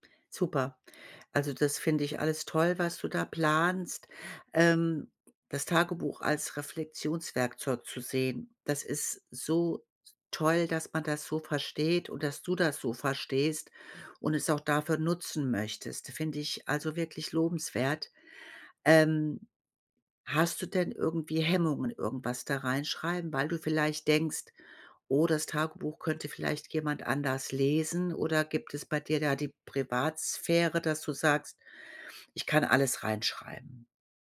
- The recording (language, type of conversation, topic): German, advice, Wie kann mir ein Tagebuch beim Reflektieren helfen?
- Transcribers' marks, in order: tapping